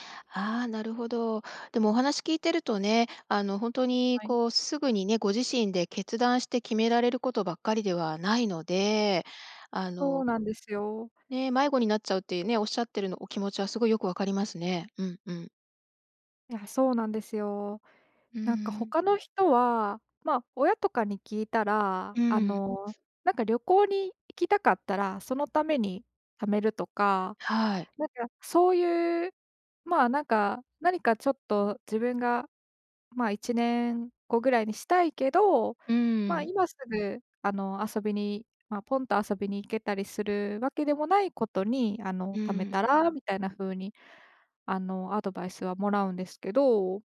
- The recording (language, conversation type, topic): Japanese, advice, 将来のためのまとまった貯金目標が立てられない
- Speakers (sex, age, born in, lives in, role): female, 25-29, Japan, Japan, user; female, 55-59, Japan, United States, advisor
- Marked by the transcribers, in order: none